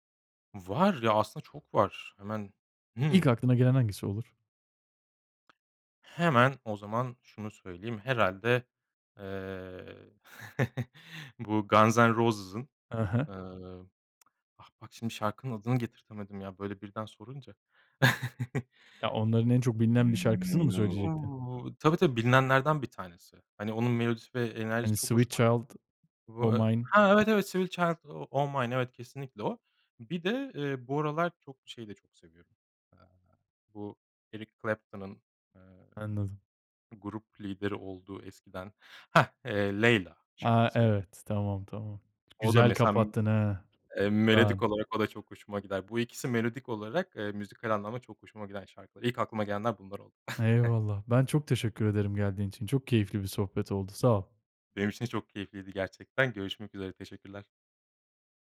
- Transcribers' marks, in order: tapping; chuckle; chuckle; other noise; unintelligible speech; chuckle
- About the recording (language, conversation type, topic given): Turkish, podcast, Bir şarkıda seni daha çok melodi mi yoksa sözler mi etkiler?
- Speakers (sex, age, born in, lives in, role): male, 25-29, Turkey, Italy, host; male, 35-39, Turkey, Germany, guest